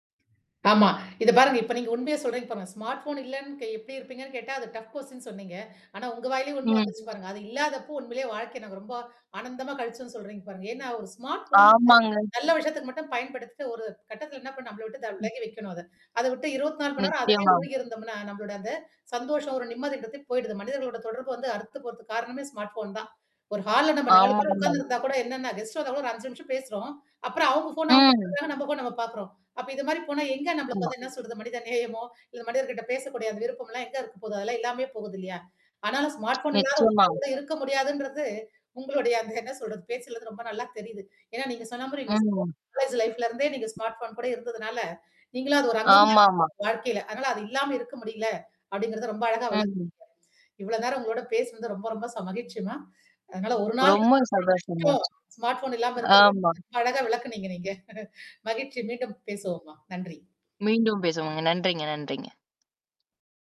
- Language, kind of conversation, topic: Tamil, podcast, ஸ்மார்ட்போன் இல்லாமல் ஒரு நாள் வாழ வேண்டியிருந்தால், உங்கள் வாழ்க்கை எப்படி இருக்கும்?
- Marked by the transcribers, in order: other noise; other background noise; in English: "ஸ்மார்ட் ஃபோன்"; in English: "டஃப் கொஸ்டின்னு"; in English: "ஸ்மார்ட் ஃபோன்"; mechanical hum; distorted speech; in English: "ஸ்மார்ட் ஃபோன்"; in English: "ஹால்ல"; in English: "கெஸ்ட்"; in English: "ஃபோன்"; tapping; in English: "ஃபோன்"; laughing while speaking: "நேயமோ"; in English: "ஸ்மார்ட் ஃபோன்"; laughing while speaking: "உங்களுடைய அந்த என்ன சொல்றது"; in English: "காலேஜ் லைஃப்ல"; in English: "ஸ்மார்ட் ஃபோன்"; unintelligible speech; chuckle